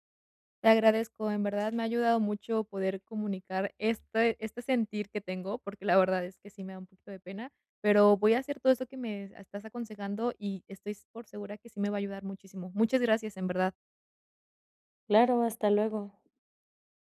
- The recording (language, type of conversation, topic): Spanish, advice, ¿Cómo puedo tener menos miedo a equivocarme al cocinar?
- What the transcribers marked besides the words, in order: none